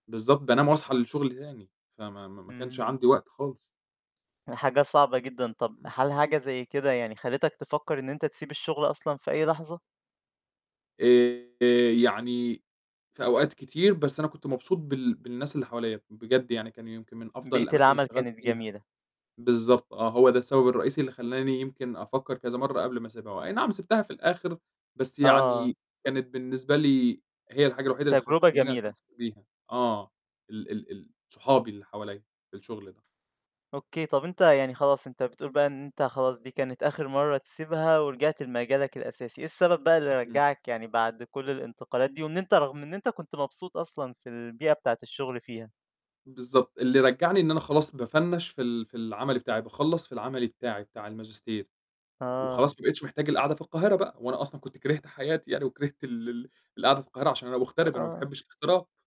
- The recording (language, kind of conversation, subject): Arabic, podcast, إزاي قررت تغيّر مسارك المهني؟
- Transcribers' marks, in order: distorted speech